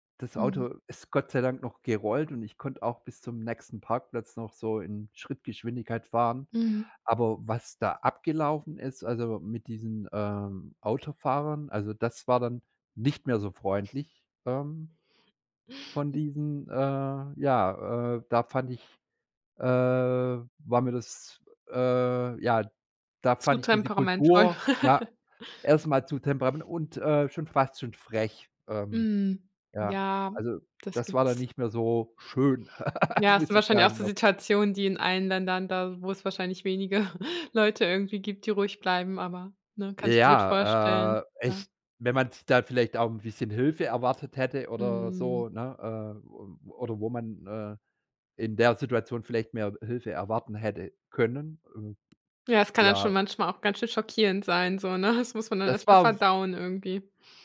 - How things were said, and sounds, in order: snort; other noise; chuckle; other background noise; laugh; chuckle; drawn out: "Mhm"; tapping; chuckle
- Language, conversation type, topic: German, podcast, Woran merkst du, dass du dich an eine neue Kultur angepasst hast?